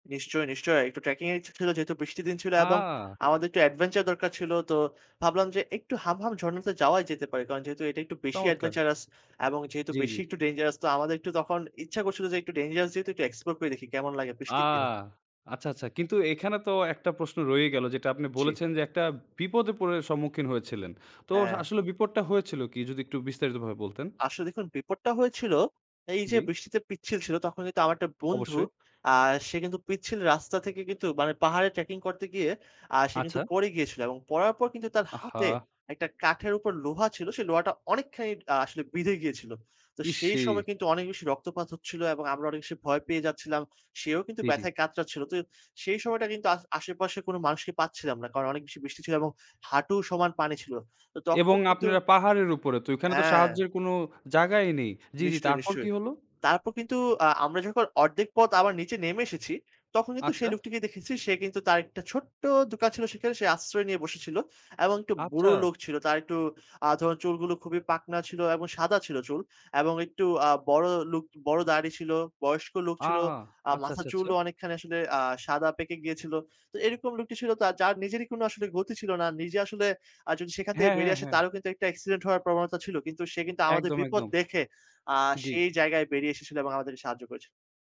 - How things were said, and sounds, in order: in English: "এডভেঞ্চারাস"; in English: "এক্সপ্লোর"; tapping; other background noise
- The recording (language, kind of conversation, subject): Bengali, podcast, ভ্রমণের পথে আপনার দেখা কোনো মানুষের অনুপ্রেরণাদায়ক গল্প আছে কি?
- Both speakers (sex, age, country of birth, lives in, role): male, 20-24, Bangladesh, Bangladesh, host; male, 50-54, Bangladesh, Bangladesh, guest